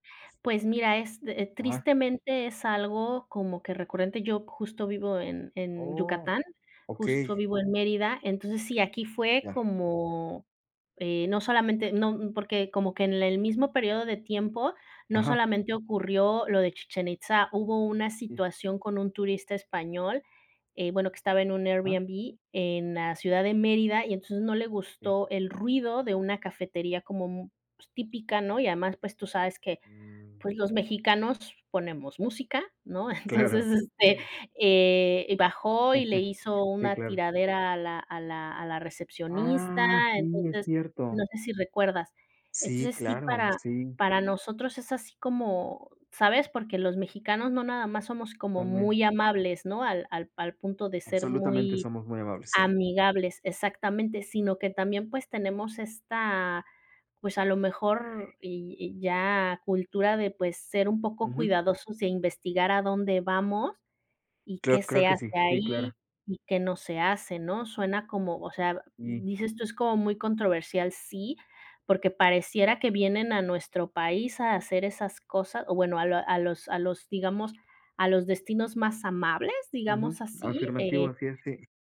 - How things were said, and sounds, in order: tapping; laughing while speaking: "Entonces"; chuckle; other background noise
- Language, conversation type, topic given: Spanish, unstructured, ¿qué opinas de los turistas que no respetan las culturas locales?
- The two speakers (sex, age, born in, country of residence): female, 40-44, Mexico, Mexico; male, 40-44, Mexico, Spain